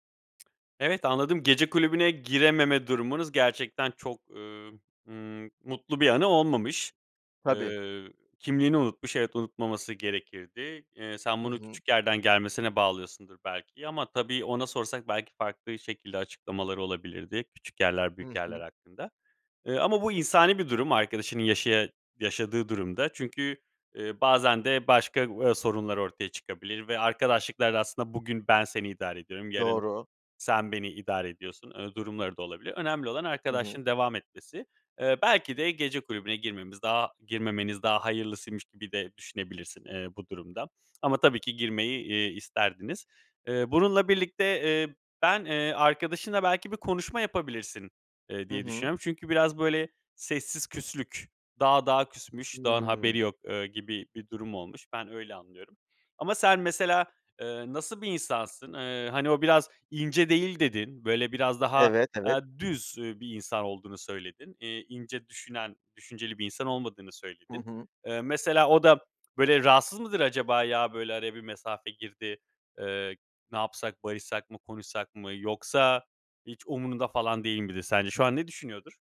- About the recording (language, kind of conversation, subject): Turkish, advice, Kırgın bir arkadaşımla durumu konuşup barışmak için nasıl bir yol izlemeliyim?
- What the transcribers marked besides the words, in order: other background noise; tongue click; tapping